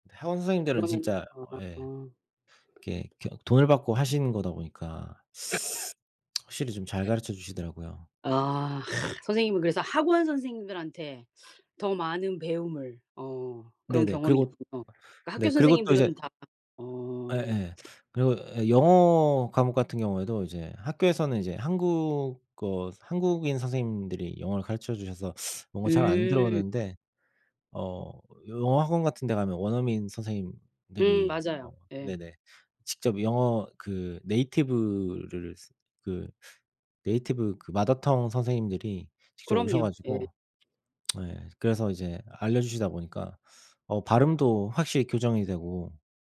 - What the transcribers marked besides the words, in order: other background noise; cough; teeth sucking; tsk; other noise; teeth sucking; in English: "mother tongue"; tsk
- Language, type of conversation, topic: Korean, unstructured, 좋아하는 선생님이 있다면 어떤 점이 좋았나요?